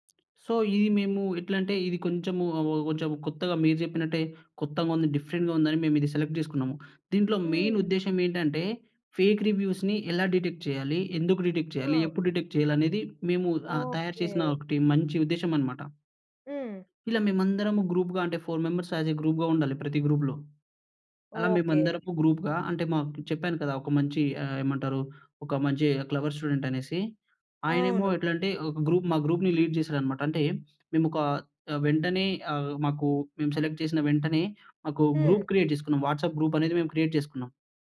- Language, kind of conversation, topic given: Telugu, podcast, పాఠశాల లేదా కాలేజీలో మీరు బృందంగా చేసిన ప్రాజెక్టు అనుభవం మీకు ఎలా అనిపించింది?
- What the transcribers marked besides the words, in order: tapping; in English: "సో"; in English: "డిఫరెంట్‌గా"; in English: "సెలెక్ట్"; in English: "మెయిన్"; in English: "ఫేక్ రివ్యూస్‌ని"; in English: "డిటెక్ట్"; in English: "డిటెక్ట్"; in English: "డిటెక్ట్"; in English: "గ్రూప్‌గా"; in English: "ఫోర్ మెంబెర్స్ యాజ్ ఏ గ్రూప్‌గా"; in English: "గ్రూప్‌లో"; in English: "గ్రూప్‌గా"; in English: "క్లెవర్ స్టూడెంట్"; in English: "గ్రూప్"; in English: "గ్రూప్‌ని లీడ్"; in English: "సెలక్ట్"; in English: "గ్రూప్ క్రియేట్"; in English: "వాట్సాప్ గ్రూప్"; in English: "క్రియేట్"